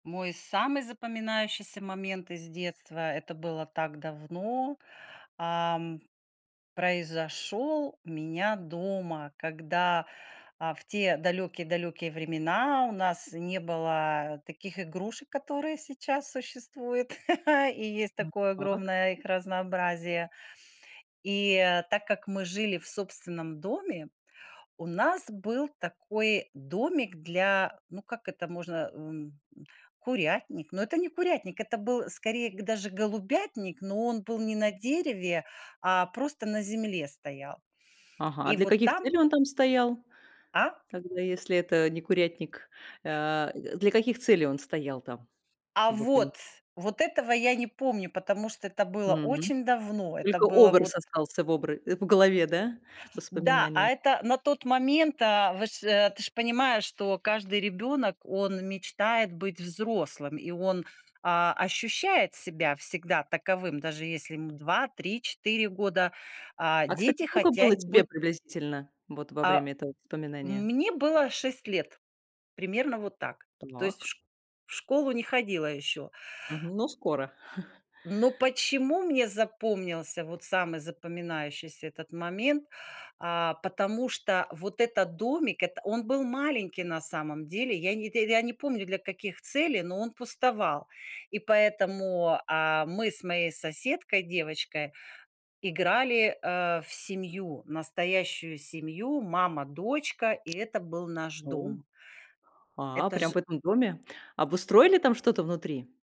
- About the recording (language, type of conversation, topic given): Russian, podcast, Какой момент из детства ты считаешь самым запоминающимся?
- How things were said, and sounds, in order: tapping; chuckle; other background noise; chuckle